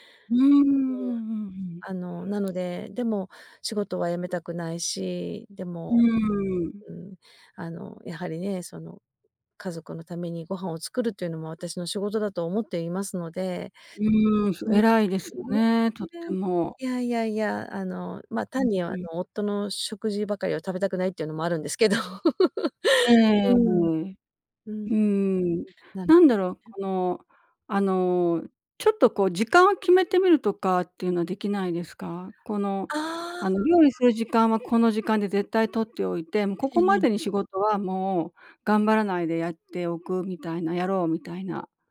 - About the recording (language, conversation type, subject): Japanese, advice, 仕事が忙しくて自炊する時間がないのですが、どうすればいいですか？
- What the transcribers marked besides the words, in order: laughing while speaking: "あるんですけど"; laugh; other background noise